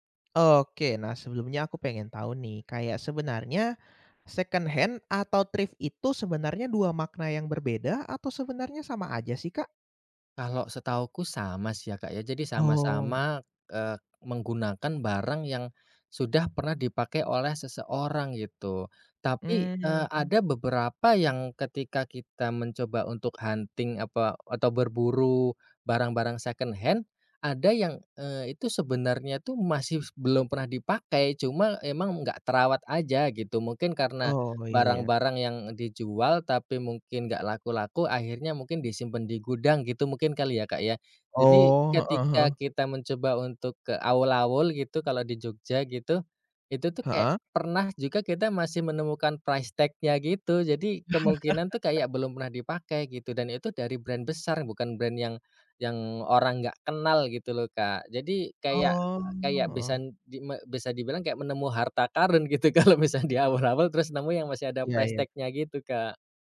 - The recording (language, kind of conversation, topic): Indonesian, podcast, Apa kamu pernah membeli atau memakai barang bekas, dan bagaimana pengalamanmu saat berbelanja barang bekas?
- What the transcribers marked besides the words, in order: in English: "secondhand"; in English: "thrift"; other background noise; in English: "hunting"; in English: "secondhand"; in English: "price tag-nya"; laugh; in English: "brand"; in English: "brand"; laughing while speaking: "kalo"; in English: "price tag-nya"